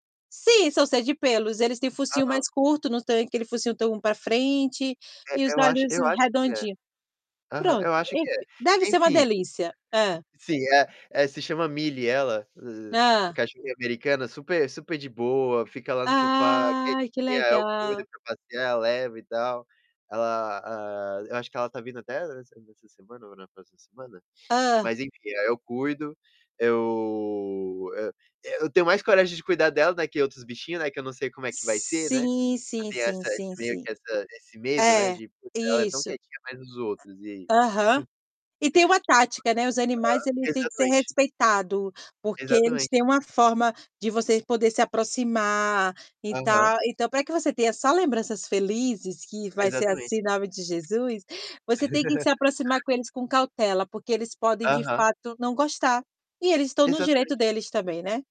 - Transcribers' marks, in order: static; chuckle; drawn out: "Ai"; drawn out: "Sim"; distorted speech; chuckle; other background noise; chuckle
- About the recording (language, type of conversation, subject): Portuguese, unstructured, Qual é a lembrança mais feliz que você tem com um animal?